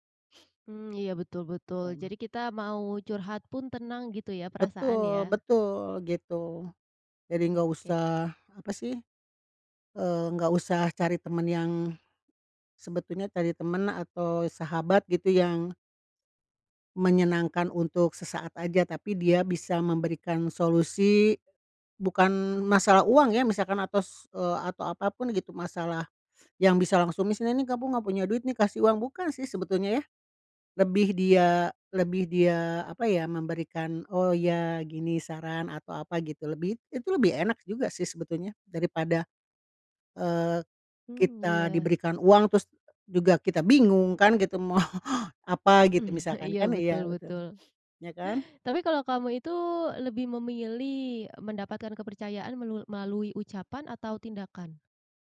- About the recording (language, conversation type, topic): Indonesian, podcast, Menurutmu, apa tanda awal kalau seseorang bisa dipercaya?
- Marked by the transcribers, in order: other background noise; unintelligible speech; laughing while speaking: "mau"; throat clearing